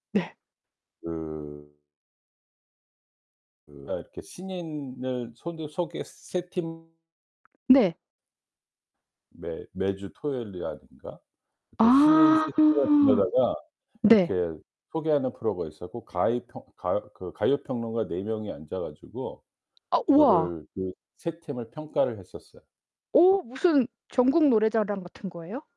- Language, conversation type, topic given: Korean, podcast, 어릴 때 가장 좋아하던 노래는 무엇인가요?
- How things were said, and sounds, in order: distorted speech; other background noise